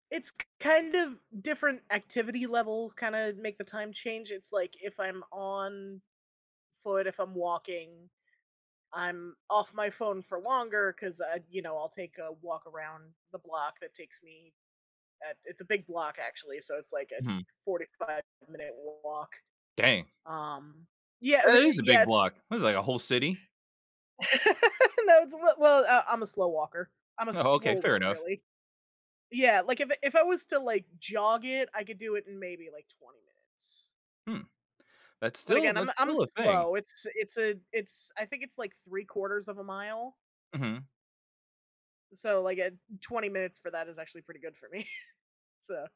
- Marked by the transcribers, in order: tapping; laugh; laughing while speaking: "me"
- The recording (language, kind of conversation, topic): English, unstructured, Which hobby would help me reliably get away from screens, and why?